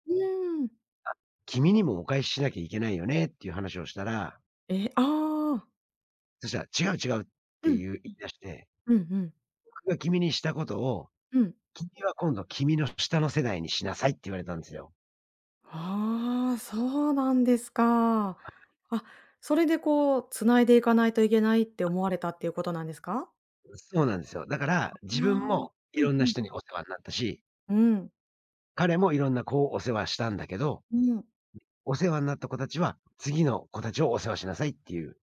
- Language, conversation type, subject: Japanese, advice, 退職後に新しい日常や目的を見つけたいのですが、どうすればよいですか？
- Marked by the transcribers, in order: tapping